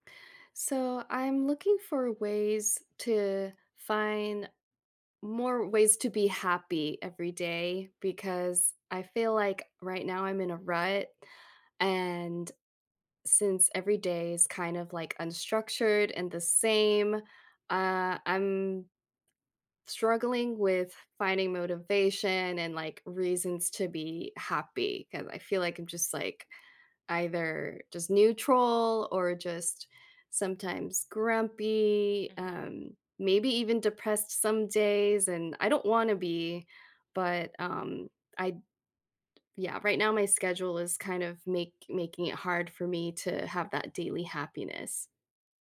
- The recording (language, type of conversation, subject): English, advice, How can I increase my daily happiness and reduce stress?
- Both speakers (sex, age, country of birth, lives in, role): female, 40-44, United States, United States, user; female, 45-49, United States, United States, advisor
- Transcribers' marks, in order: none